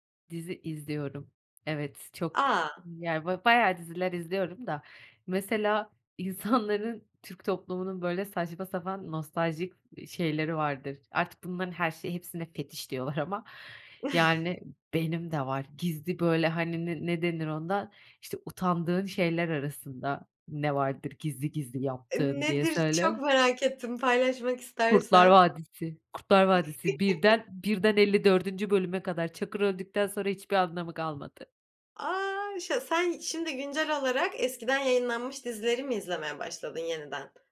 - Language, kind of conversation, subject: Turkish, podcast, Çocukluğunda en unutulmaz bulduğun televizyon dizisini anlatır mısın?
- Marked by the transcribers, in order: laughing while speaking: "insanların"; chuckle; laughing while speaking: "ama"; chuckle; other background noise